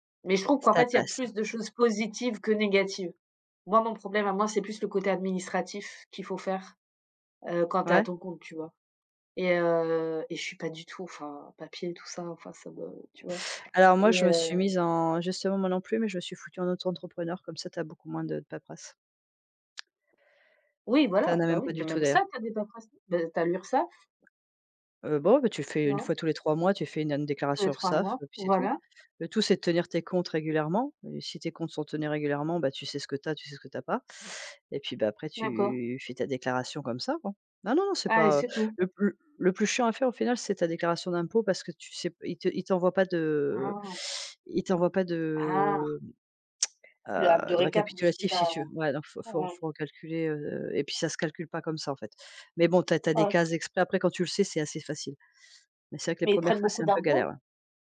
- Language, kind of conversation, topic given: French, unstructured, Comment une période de transition a-t-elle redéfini tes aspirations ?
- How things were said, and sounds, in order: tapping; other background noise; drawn out: "de"; tsk; "récapitulatif" said as "récap"